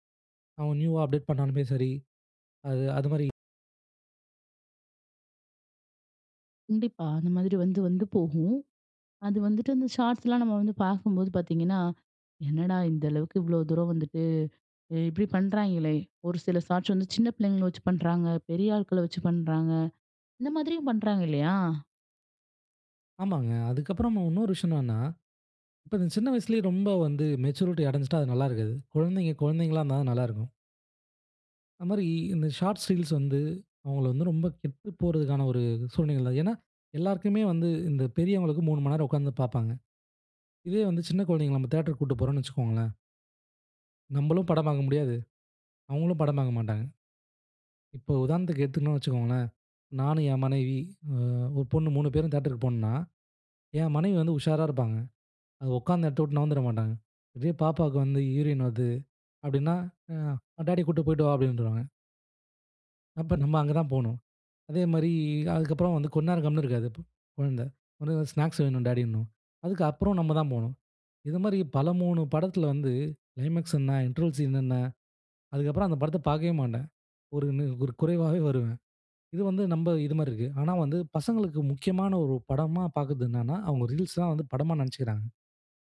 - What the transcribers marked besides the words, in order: tapping; in English: "மெச்சூரிட்டி"; "மாரி" said as "அமரி"; "எடுத்துக்குட்டோம்" said as "எதுத்துன்னோம்"; other background noise; "கொஞ்ச" said as "கொன்"; "க்ளைமேக்ஸ்" said as "ளைமேக்ஸ்"
- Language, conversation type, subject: Tamil, podcast, சிறு கால வீடியோக்கள் முழுநீளத் திரைப்படங்களை மிஞ்சி வருகிறதா?